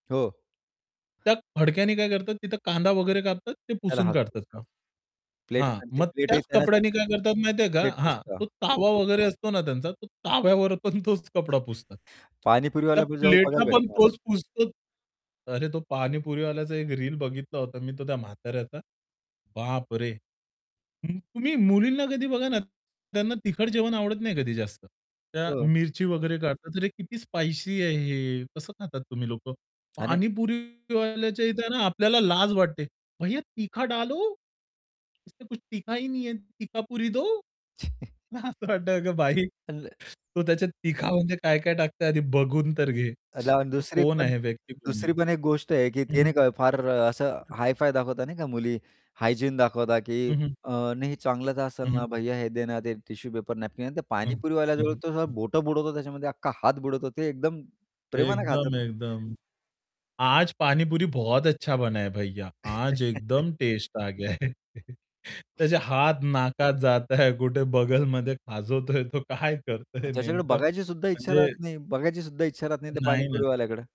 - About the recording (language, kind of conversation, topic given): Marathi, podcast, तुम्हाला स्थानिक रस्त्यावरील कोणता पदार्थ सर्वात जास्त आवडतो, आणि का?
- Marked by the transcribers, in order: tapping; distorted speech; static; "तवा" said as "तावा"; other background noise; "तव्यावर" said as "ताव्यावर"; laughing while speaking: "तोच"; mechanical hum; put-on voice: "भैय्या तीखा डालो. इस में कुछ तीखा ही नहीं है, तीखापुरी दो"; in Hindi: "भैय्या तीखा डालो. इस में कुछ तीखा ही नहीं है, तीखापुरी दो"; chuckle; laughing while speaking: "मला असं वाटतं, अगं बाई, तो त्याच्या तिखा म्हणजे काय काय"; unintelligible speech; unintelligible speech; in English: "हायजीन"; in Hindi: "आज पाणीपुरी बहुत अच्छा बनाया भैय्या, आज एकदम टेस्ट आ गया है"; laugh; laughing while speaking: "है. त्याचे हात नाकात जाताय, कुठे बगलमध्ये खाजवतोय तो, काय करतोय नेमकं"